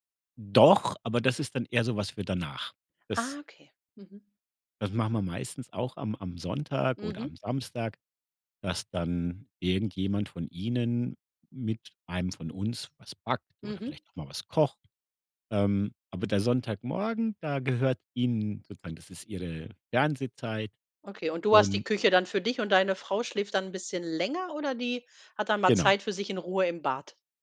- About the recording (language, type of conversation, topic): German, podcast, Wie beginnt bei euch typischerweise ein Sonntagmorgen?
- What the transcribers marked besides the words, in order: stressed: "Doch"